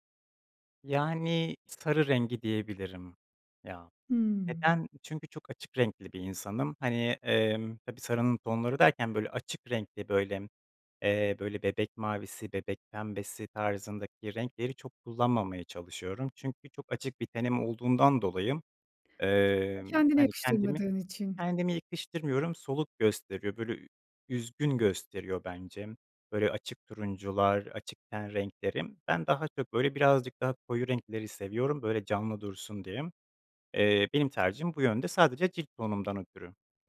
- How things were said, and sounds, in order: other background noise
- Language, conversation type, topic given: Turkish, podcast, Renkler ruh halini nasıl etkiler?